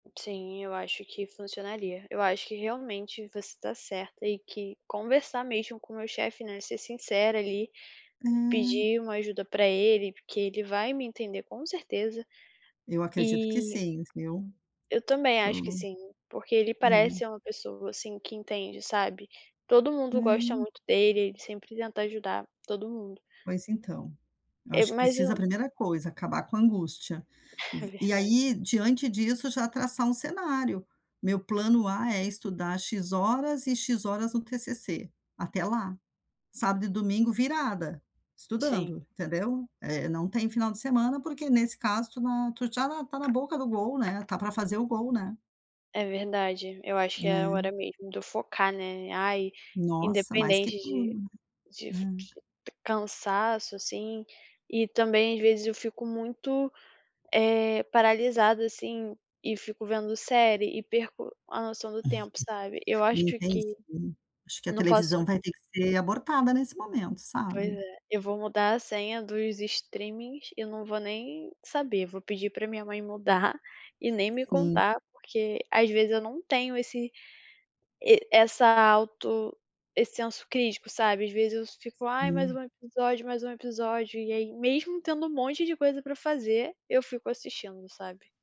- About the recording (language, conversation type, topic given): Portuguese, advice, Como posso priorizar tarefas urgentes e importantes quando estou sobrecarregado com várias ao mesmo tempo?
- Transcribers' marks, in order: tapping; other background noise; unintelligible speech; chuckle; in English: "streamings"; chuckle